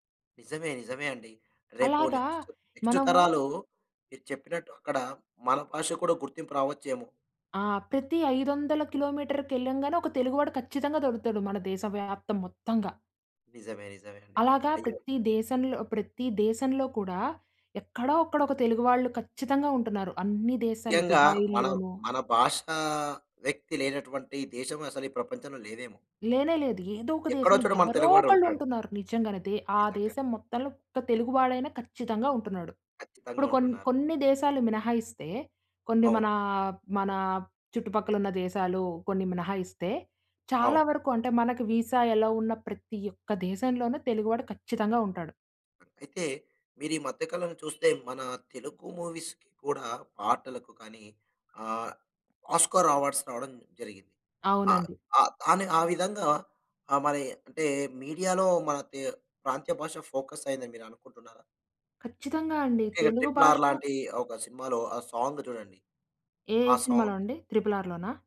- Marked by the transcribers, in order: in English: "నెక్స్ట్, నెక్స్ట్"; in English: "వీసా అలౌ"; other background noise; in English: "మూవీస్‌కి"; in English: "ఆస్కార్ అవార్డ్స్"; in English: "మీడియాలో"; in English: "ఫోకస్"; in English: "సాంగ్"; in English: "సాంగ్"
- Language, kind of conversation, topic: Telugu, podcast, మీ ప్రాంతీయ భాష మీ గుర్తింపుకు ఎంత అవసరమని మీకు అనిపిస్తుంది?